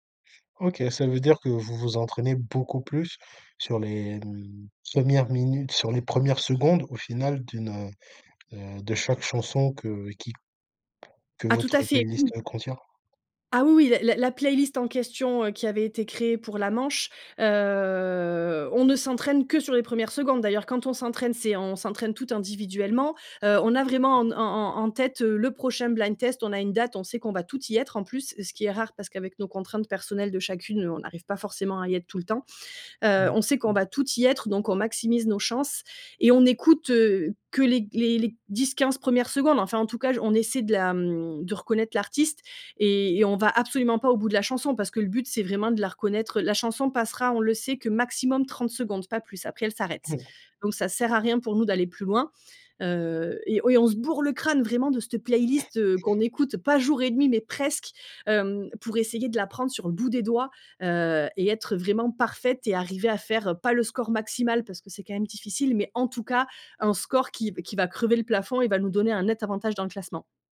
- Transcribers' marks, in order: stressed: "beaucoup"; tapping; other background noise; drawn out: "heu"; stressed: "que"; in English: "blind test"; stressed: "maximum"
- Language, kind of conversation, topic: French, podcast, Raconte un moment où une playlist a tout changé pour un groupe d’amis ?